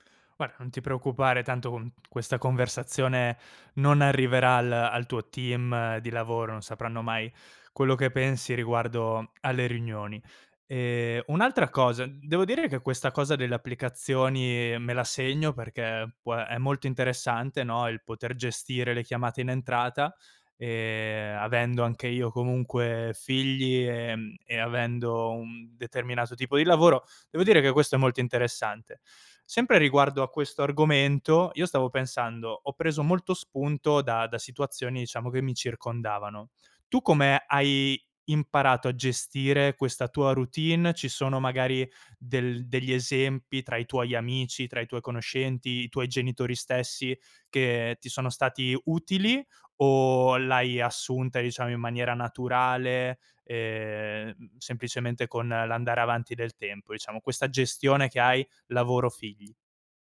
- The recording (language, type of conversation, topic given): Italian, podcast, Come riesci a mantenere dei confini chiari tra lavoro e figli?
- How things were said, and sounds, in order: "non" said as "on"; other background noise; "diciamo" said as "iciamo"